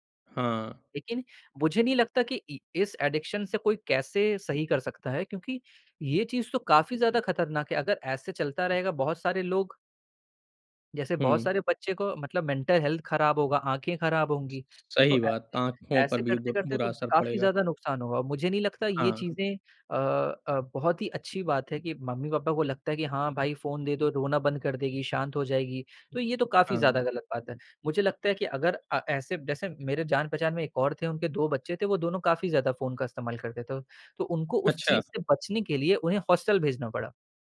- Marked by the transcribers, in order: in English: "एडिक्शन"; in English: "मेंटल हेल्थ"
- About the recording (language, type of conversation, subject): Hindi, podcast, आप स्मार्टफ़ोन की लत को नियंत्रित करने के लिए कौन-से उपाय अपनाते हैं?
- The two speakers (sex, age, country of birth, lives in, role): male, 18-19, India, India, guest; male, 40-44, India, Germany, host